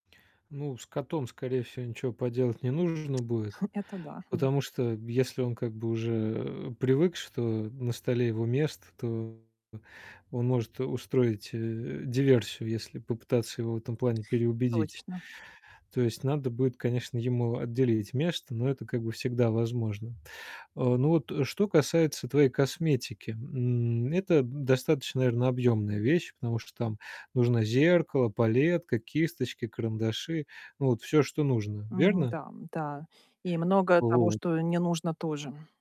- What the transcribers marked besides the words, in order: tapping; chuckle; distorted speech
- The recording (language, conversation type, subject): Russian, advice, Как организовать рабочий стол, чтобы работать продуктивнее?